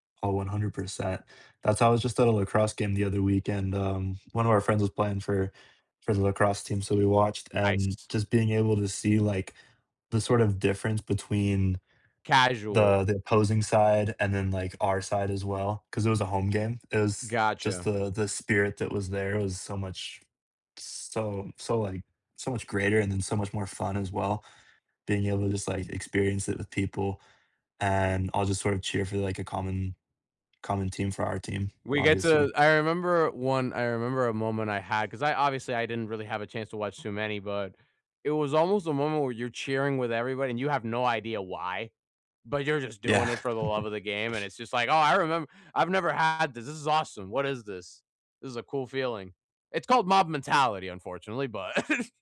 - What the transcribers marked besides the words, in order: other background noise; chuckle
- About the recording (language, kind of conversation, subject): English, unstructured, How do you decide whether to attend a game in person or watch it at home?